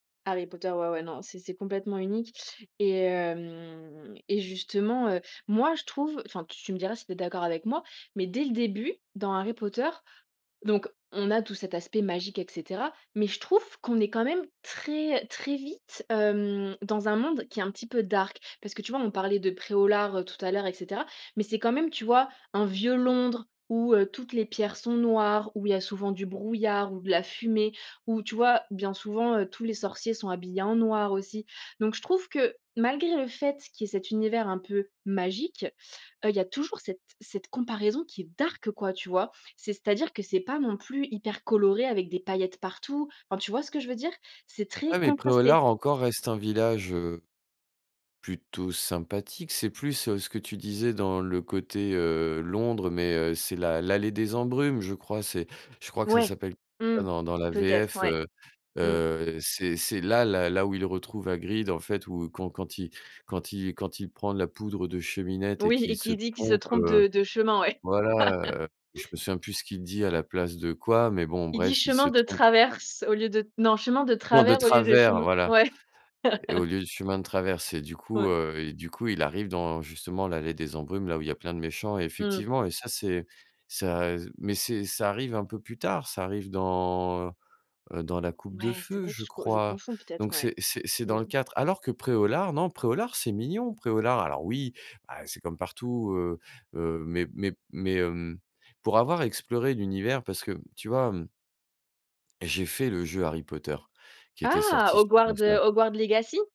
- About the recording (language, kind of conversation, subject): French, podcast, Quel film t’a complètement fait t’évader ?
- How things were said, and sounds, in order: drawn out: "hem"; in English: "dark"; stressed: "magique"; in English: "dark"; laugh; laugh